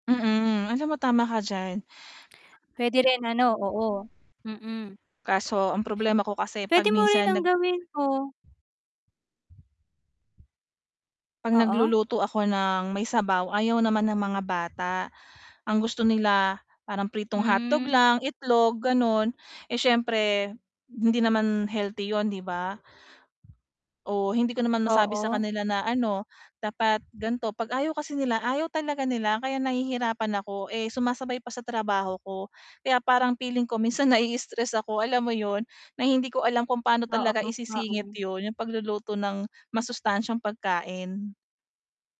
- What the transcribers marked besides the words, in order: other background noise; static; tapping; distorted speech
- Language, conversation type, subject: Filipino, advice, Paano ako makapaghahanda ng masustansiyang pagkain kahit walang oras magluto habang nagtatrabaho?